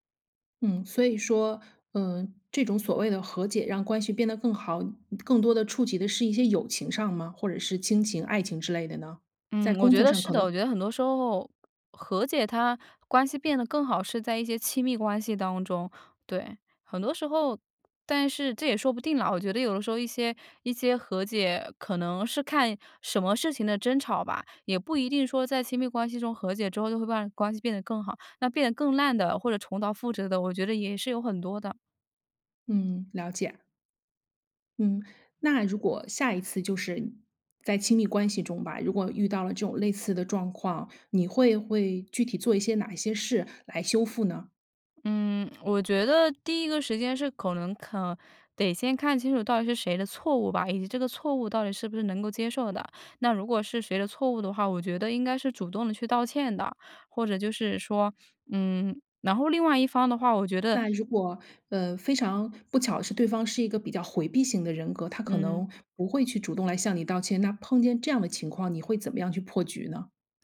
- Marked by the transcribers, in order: none
- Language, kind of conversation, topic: Chinese, podcast, 有没有一次和解让关系变得更好的例子？